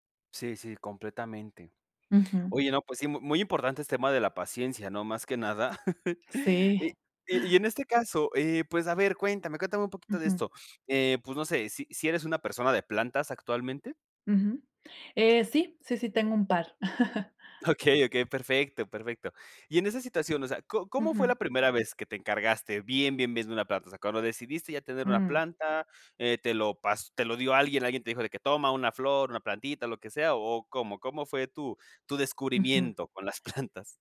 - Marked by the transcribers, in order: chuckle; tapping; chuckle; laughing while speaking: "plantas?"
- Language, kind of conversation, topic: Spanish, podcast, ¿Qué te ha enseñado la experiencia de cuidar una planta?